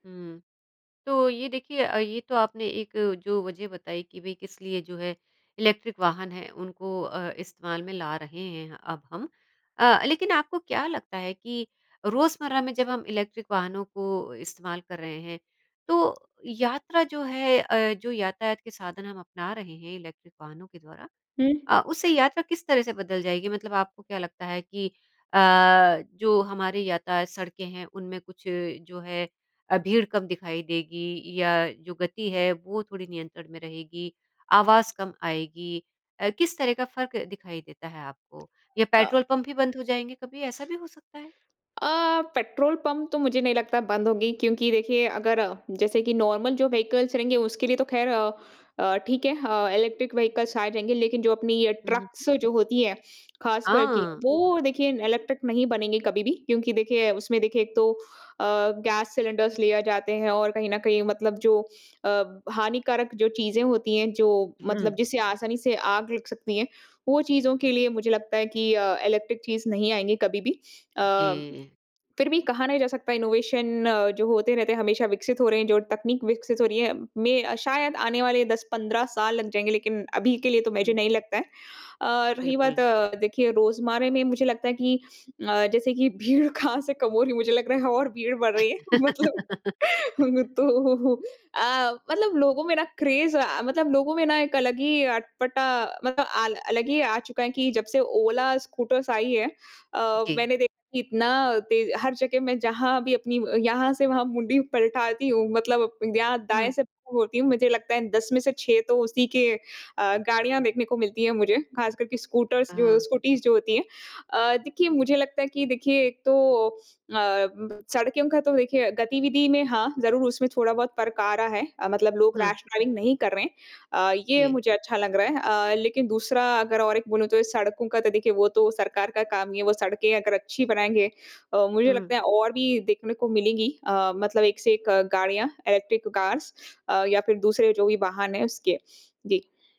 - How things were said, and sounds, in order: in English: "इलेक्ट्रिक"; in English: "इलेक्ट्रिक"; in English: "इलेक्ट्रिक"; other background noise; in English: "नॉर्मल"; in English: "व्हीकल्स"; in English: "इलेक्ट्रिक व्हीकल्स"; in English: "ट्रक्स"; in English: "इलेक्ट्रिक"; in English: "इलेक्ट्रिक"; in English: "इनोवेशन"; laughing while speaking: "भीड़"; laugh; laughing while speaking: "मतलब। तो"; in English: "क्रेज़"; in English: "स्कूटर्स"; in English: "स्कूटर्स"; in English: "रैश ड्राइविंग"; in English: "इलेक्ट्रिक कार्स"
- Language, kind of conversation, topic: Hindi, podcast, इलेक्ट्रिक वाहन रोज़मर्रा की यात्रा को कैसे बदल सकते हैं?